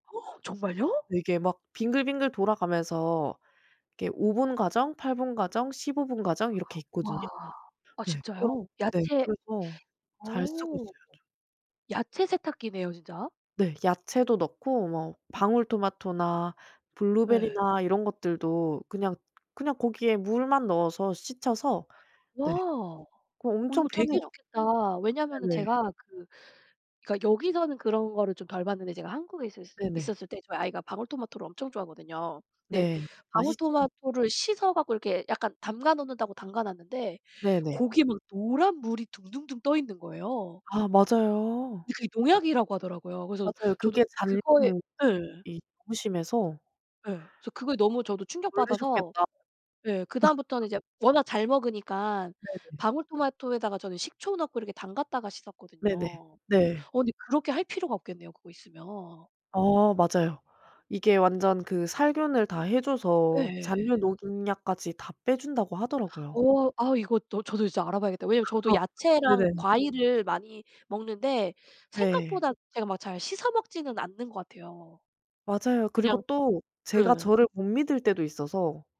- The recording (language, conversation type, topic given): Korean, unstructured, 요리할 때 가장 자주 사용하는 도구는 무엇인가요?
- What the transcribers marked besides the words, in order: gasp; tapping; unintelligible speech; other background noise; laugh; laugh